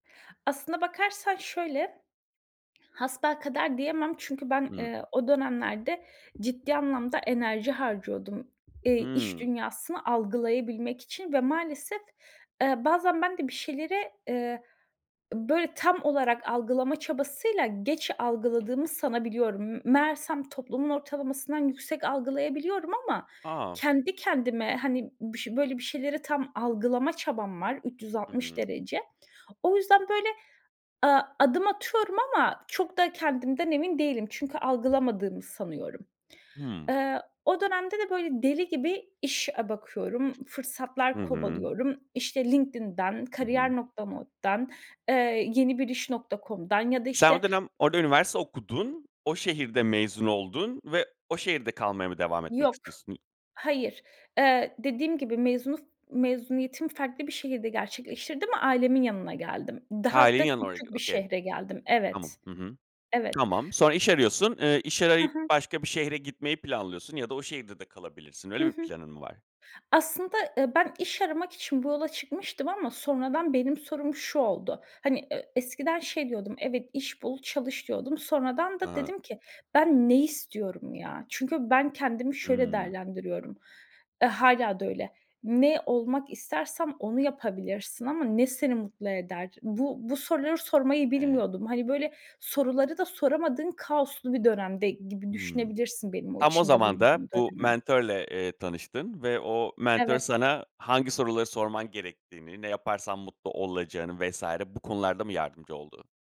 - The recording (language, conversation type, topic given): Turkish, podcast, Sence iyi bir mentör nasıl olmalı?
- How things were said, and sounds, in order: other background noise; tapping; "kariyer.org'dan" said as "kariyer.not'dan"; unintelligible speech; in English: "okay"